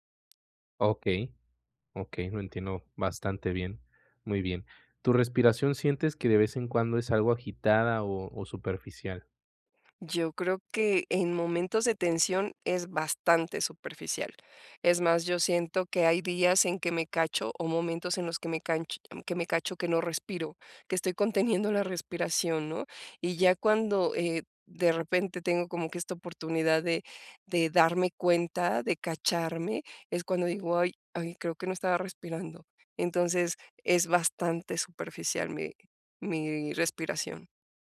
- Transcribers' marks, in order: none
- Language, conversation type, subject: Spanish, advice, ¿Cómo puedo relajar el cuerpo y la mente rápidamente?